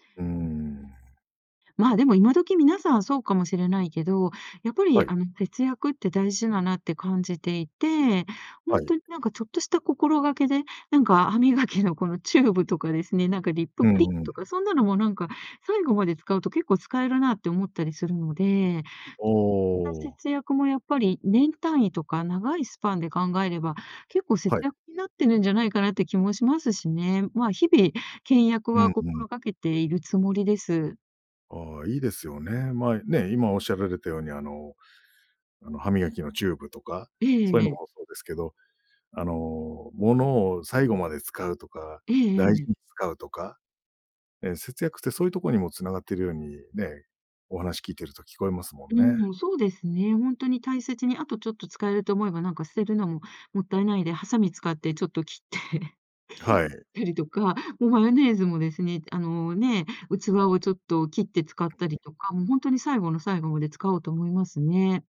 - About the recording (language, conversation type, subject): Japanese, podcast, 今のうちに節約する派？それとも今楽しむ派？
- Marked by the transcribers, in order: "リップクリーム" said as "リップクリ"; laughing while speaking: "切って ったりとか"; other background noise